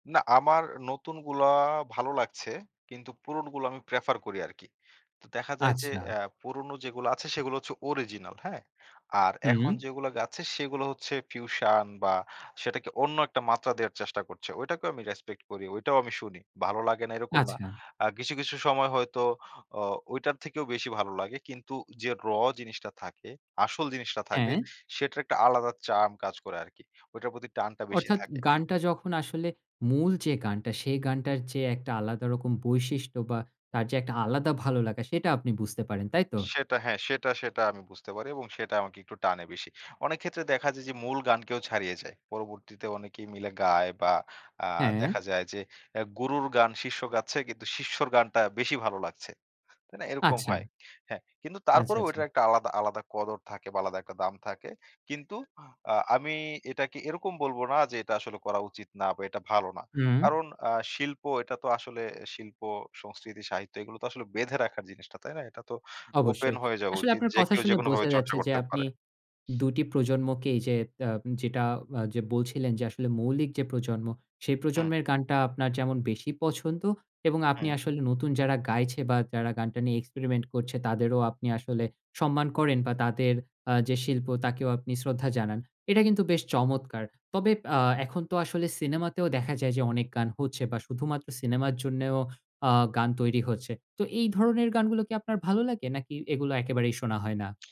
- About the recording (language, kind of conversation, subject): Bengali, podcast, গানের কথা নাকি সুর—আপনি কোনটিকে বেশি গুরুত্ব দেন?
- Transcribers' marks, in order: in English: "Prefer"; in English: "experiment"